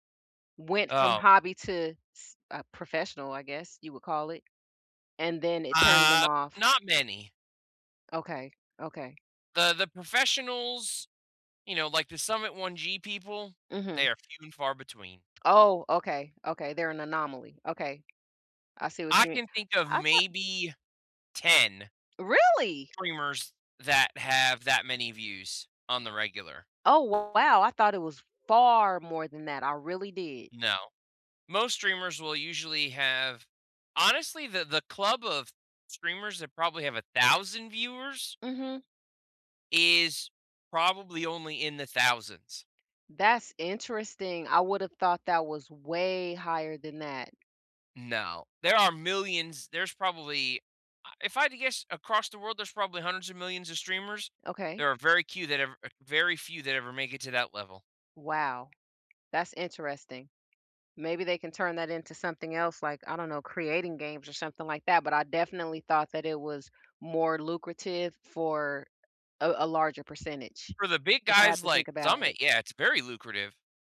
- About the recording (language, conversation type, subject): English, unstructured, What hobby would help me smile more often?
- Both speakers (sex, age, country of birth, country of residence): female, 55-59, United States, United States; male, 35-39, United States, United States
- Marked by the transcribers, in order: tapping; stressed: "Really?"; other background noise; stressed: "far"; stressed: "way"